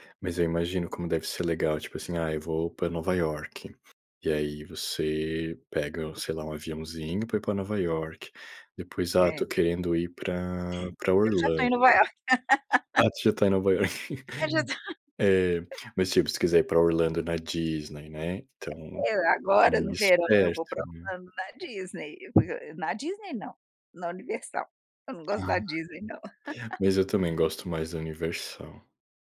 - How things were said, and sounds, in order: other background noise; laugh; tapping; laughing while speaking: "Eu já tô"; laughing while speaking: "Nova Iorque"; unintelligible speech; laugh
- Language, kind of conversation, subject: Portuguese, unstructured, Como você equilibra o seu tempo entre a família e os amigos?